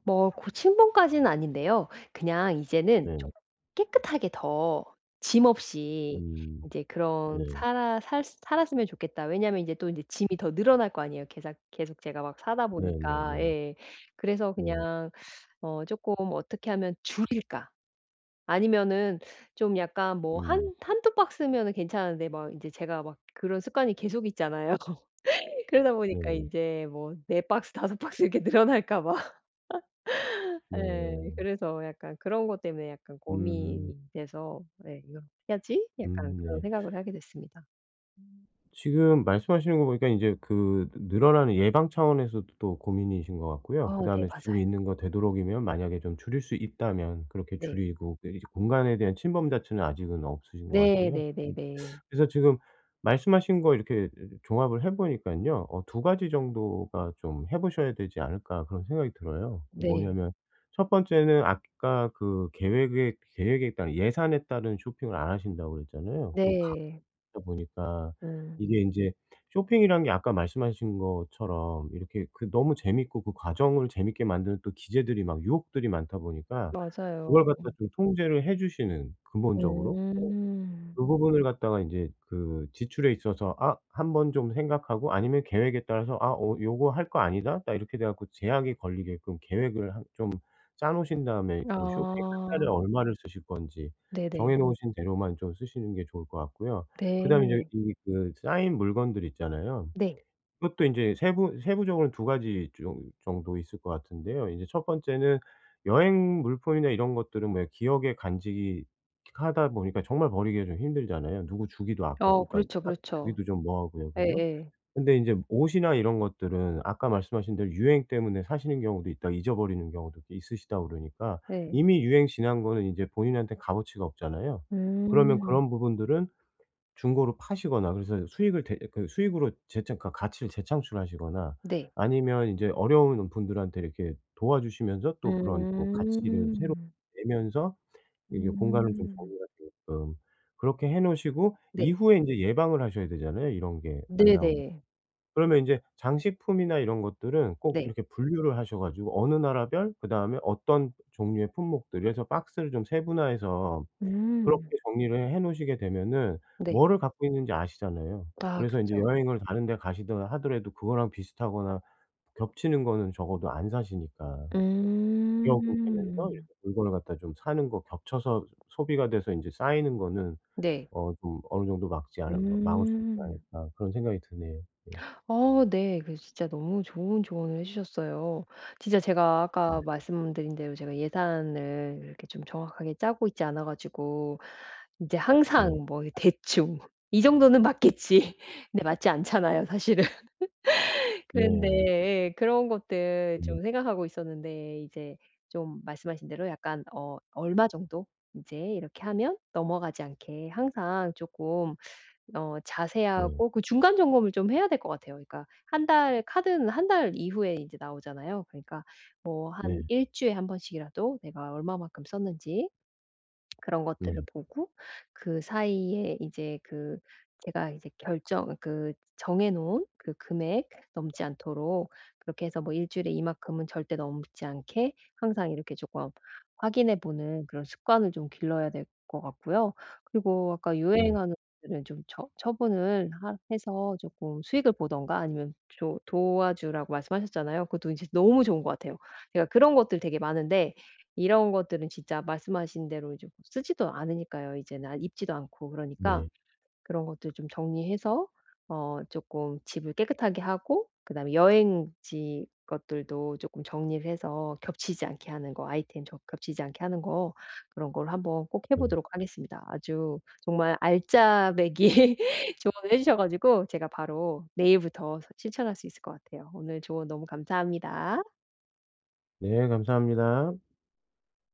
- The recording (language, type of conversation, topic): Korean, advice, 물건을 줄이고 경험에 더 집중하려면 어떻게 하면 좋을까요?
- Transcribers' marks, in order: other background noise; laugh; laughing while speaking: "늘어날까 봐"; laugh; teeth sucking; tapping; gasp; laugh; unintelligible speech; lip smack; laughing while speaking: "알짜배기"